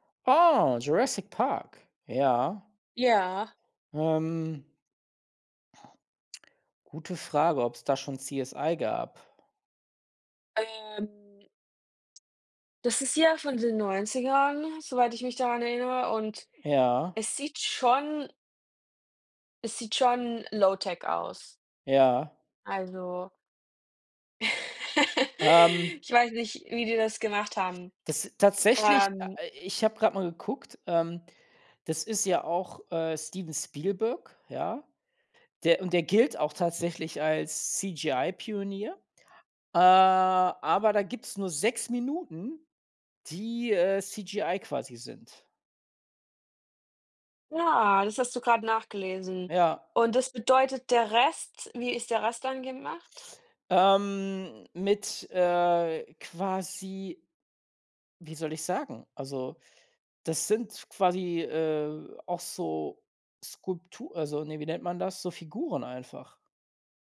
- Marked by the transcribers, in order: in English: "Low-tech"; laugh
- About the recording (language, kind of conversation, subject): German, unstructured, Wie hat sich die Darstellung von Technologie in Filmen im Laufe der Jahre entwickelt?